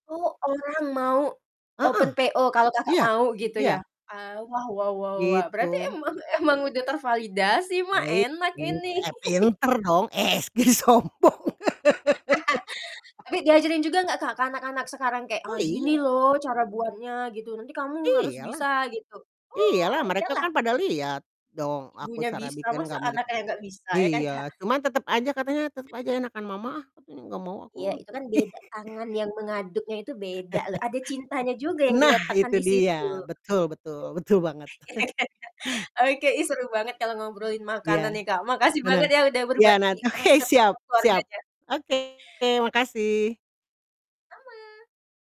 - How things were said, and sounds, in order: unintelligible speech; chuckle; laugh; other noise; unintelligible speech; other background noise; chuckle; laughing while speaking: "betul"; distorted speech; laughing while speaking: "Ya ya ya"; chuckle
- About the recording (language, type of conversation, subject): Indonesian, podcast, Resep turun-temurun apa yang masih kamu pakai sampai sekarang?